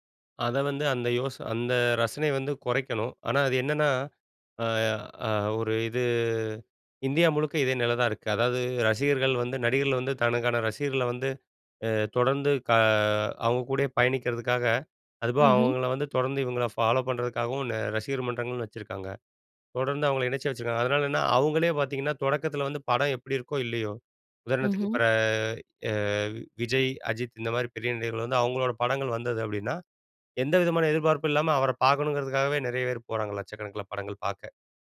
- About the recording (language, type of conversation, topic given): Tamil, podcast, ஓர் படத்தைப் பார்க்கும்போது உங்களை முதலில் ஈர்க்கும் முக்கிய காரணம் என்ன?
- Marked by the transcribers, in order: drawn out: "இது"; "அதனாலென்னனா" said as "அதனாலன்னா"; drawn out: "பிற அ"